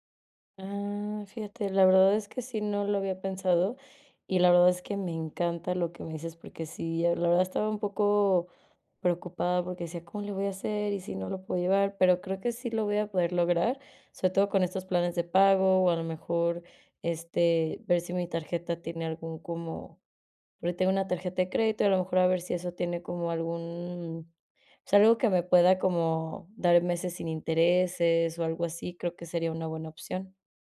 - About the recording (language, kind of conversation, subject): Spanish, advice, ¿Cómo puedo disfrutar de unas vacaciones con poco dinero y poco tiempo?
- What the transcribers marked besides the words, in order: none